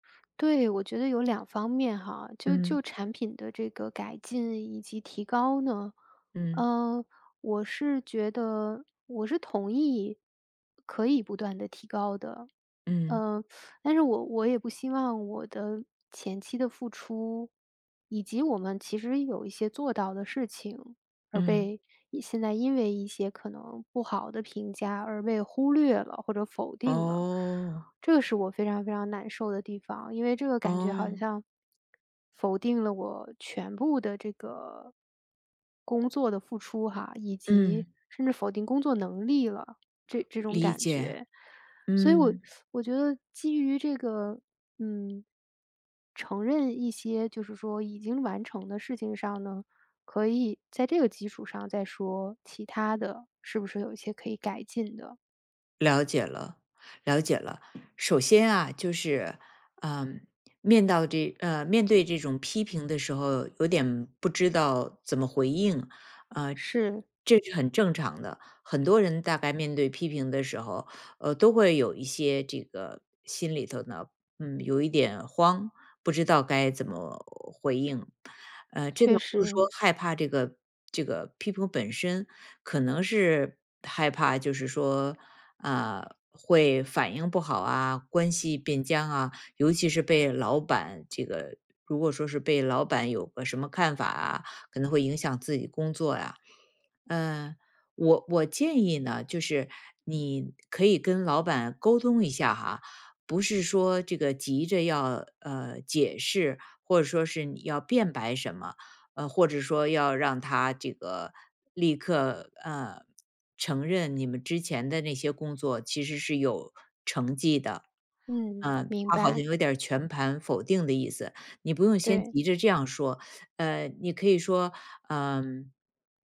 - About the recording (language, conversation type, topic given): Chinese, advice, 接到批评后我该怎么回应？
- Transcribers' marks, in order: teeth sucking; other background noise; teeth sucking; tapping; "面到" said as "面对"